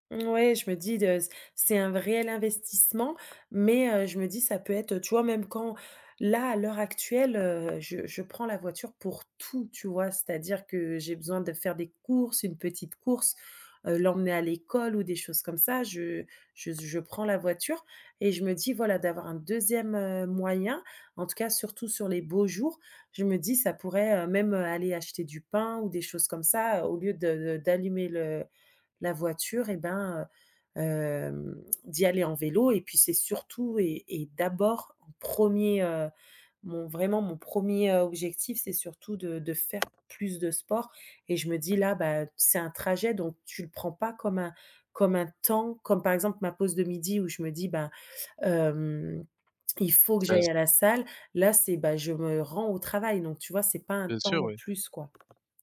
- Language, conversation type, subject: French, advice, Comment trouver du temps pour faire du sport entre le travail et la famille ?
- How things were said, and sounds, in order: tapping; stressed: "tout"; unintelligible speech